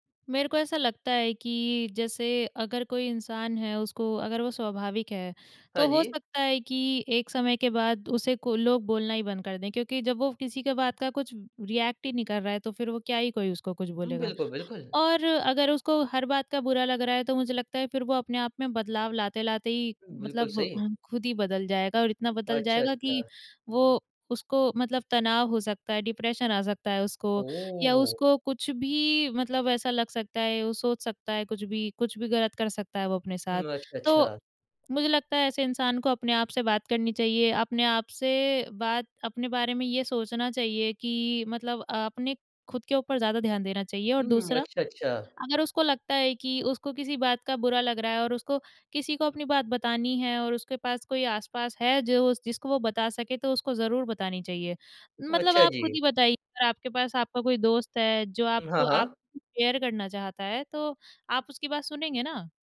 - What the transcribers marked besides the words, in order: in English: "रिएक्ट"; chuckle; in English: "डिप्रेशन"; in English: "शेयर"
- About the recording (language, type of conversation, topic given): Hindi, podcast, क्या आप चलन के पीछे चलते हैं या अपनी राह चुनते हैं?